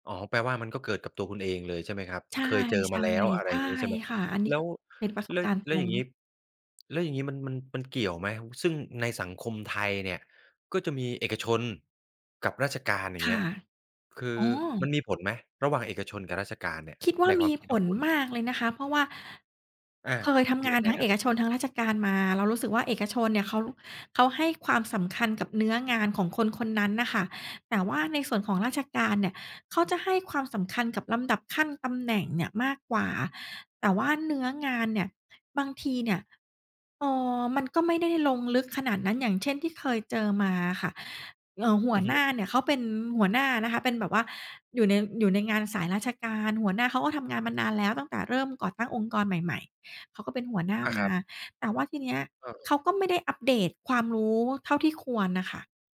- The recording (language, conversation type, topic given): Thai, podcast, อะไรทำให้คนอยากอยู่กับบริษัทไปนาน ๆ?
- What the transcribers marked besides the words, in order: tapping; other background noise